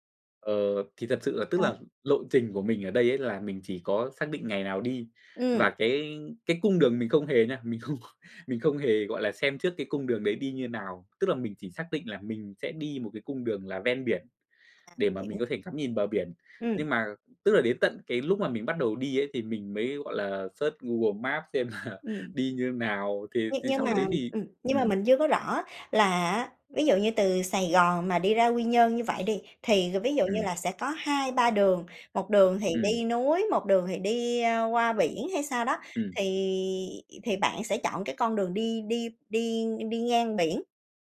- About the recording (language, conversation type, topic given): Vietnamese, podcast, Sở thích nào giúp bạn giảm căng thẳng hiệu quả nhất?
- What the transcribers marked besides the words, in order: laughing while speaking: "không"; other background noise; in English: "search"; laughing while speaking: "là"